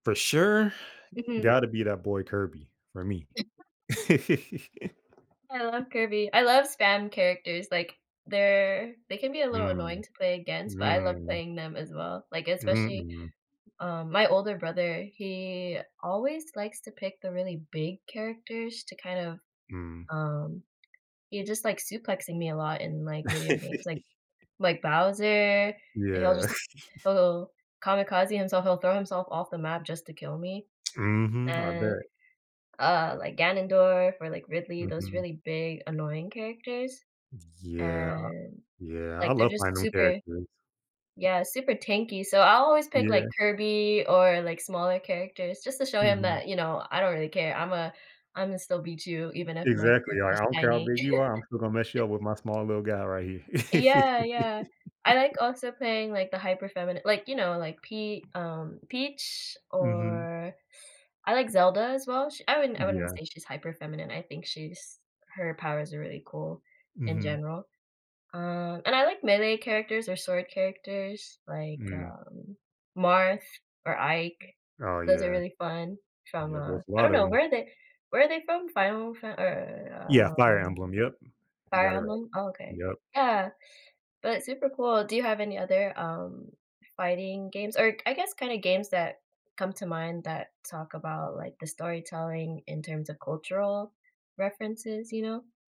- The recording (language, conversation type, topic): English, unstructured, How do cultural references in video games help players feel more connected to the story and characters?
- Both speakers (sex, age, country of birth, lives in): female, 20-24, United States, United States; male, 25-29, United States, United States
- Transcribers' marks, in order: other noise; laugh; other background noise; tapping; laugh; chuckle; tsk; unintelligible speech; laugh; laugh